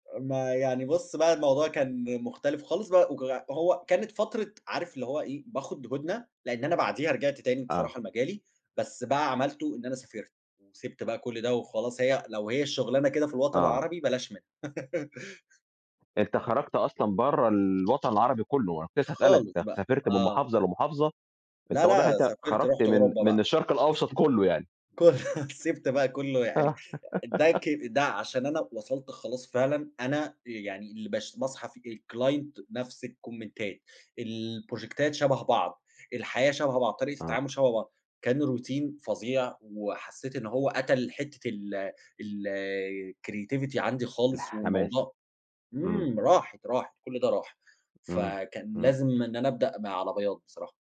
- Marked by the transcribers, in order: laugh; other background noise; unintelligible speech; laughing while speaking: "كُ سِبت بقى كُلُّه"; laugh; in English: "الClient"; in English: "الكومنتات البروجيكتات"; in English: "Routine"; in English: "الCreativity"; other noise
- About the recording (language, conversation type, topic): Arabic, podcast, إزاي بتتعامل مع الروتين اللي بيقتل حماسك؟